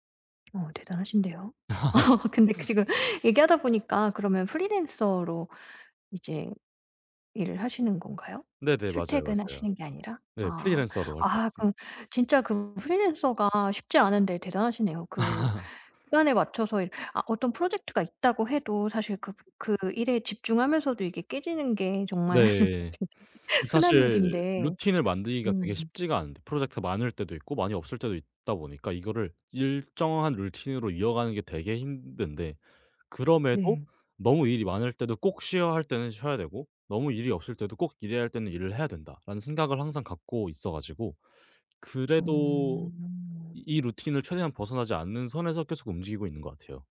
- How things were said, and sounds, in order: other background noise; laugh; laughing while speaking: "어"; laugh; laugh; laughing while speaking: "진짜 이"; "루틴으로" said as "룰틴으로"
- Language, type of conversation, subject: Korean, podcast, 창작할 때 꾸준히 지키는 루틴이나 습관이 있으시면 알려주실 수 있을까요?